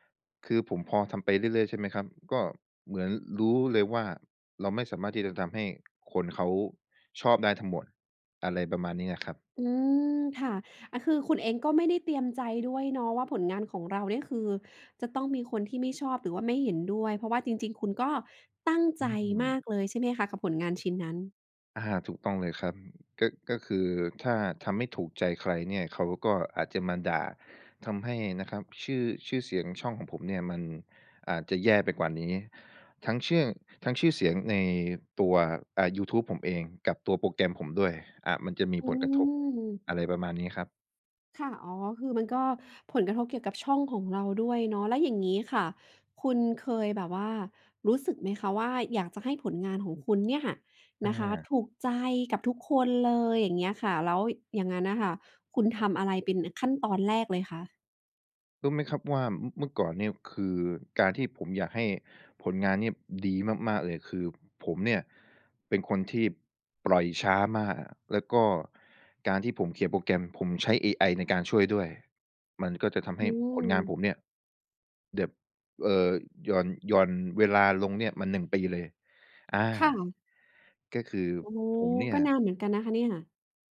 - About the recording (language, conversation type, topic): Thai, podcast, คุณรับมือกับความอยากให้ผลงานสมบูรณ์แบบอย่างไร?
- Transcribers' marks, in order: none